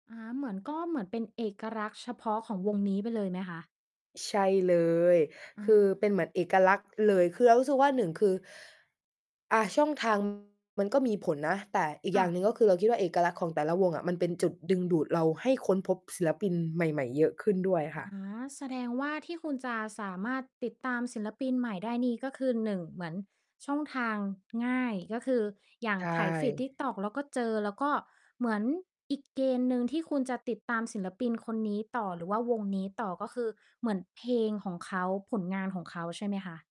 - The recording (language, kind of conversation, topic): Thai, podcast, คุณมีวิธีค้นพบศิลปินใหม่ๆ ยังไงบ้าง?
- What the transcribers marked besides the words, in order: "เอกลักษณ์" said as "เอกรัก"; distorted speech